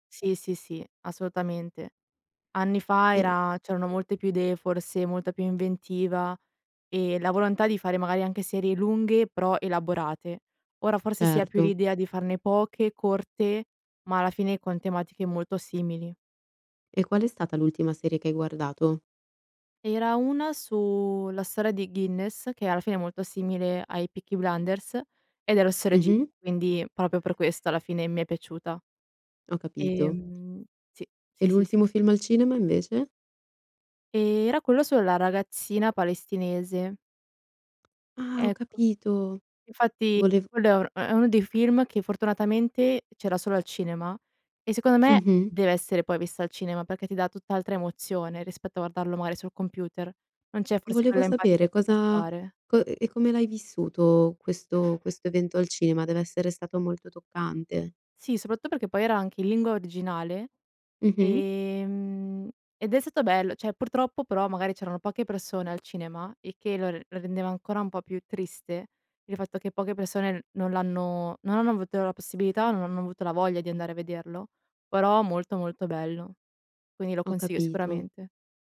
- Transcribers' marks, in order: "proprio" said as "propio"; other background noise; tapping; unintelligible speech; "cioè" said as "ceh"
- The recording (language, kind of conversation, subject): Italian, podcast, Cosa pensi del fenomeno dello streaming e del binge‑watching?